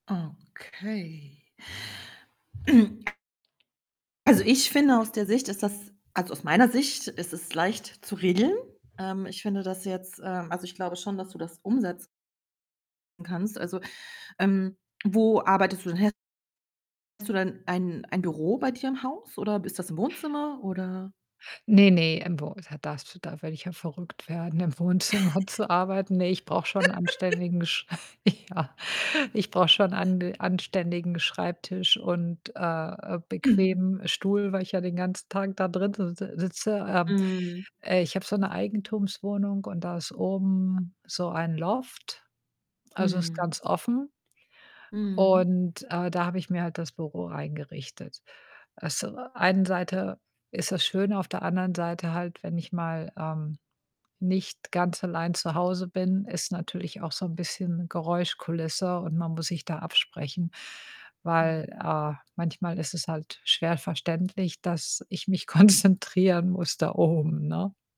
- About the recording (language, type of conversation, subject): German, advice, Welche Schwierigkeiten hast du dabei, deine Arbeitszeit und Pausen selbst zu regulieren?
- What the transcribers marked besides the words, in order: static; throat clearing; other background noise; distorted speech; laugh; laughing while speaking: "Wohnzimmer"; laughing while speaking: "Sch ja"; laughing while speaking: "konzentrieren"; laughing while speaking: "oben"